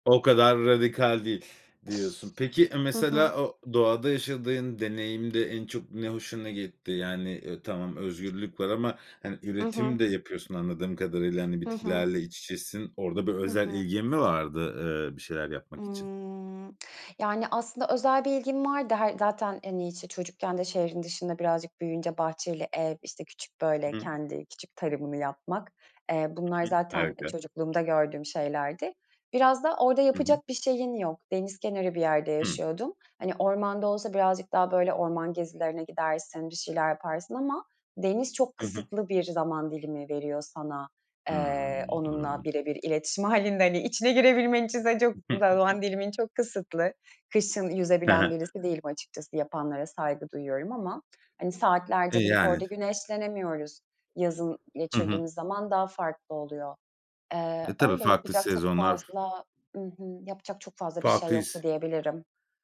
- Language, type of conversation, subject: Turkish, podcast, Şehirde doğayla bağ kurmanın pratik yolları nelerdir?
- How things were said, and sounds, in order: other background noise; tapping; laughing while speaking: "Hani, içine girebilmen için de çok za zaman dilimin çok kısıtlı"; chuckle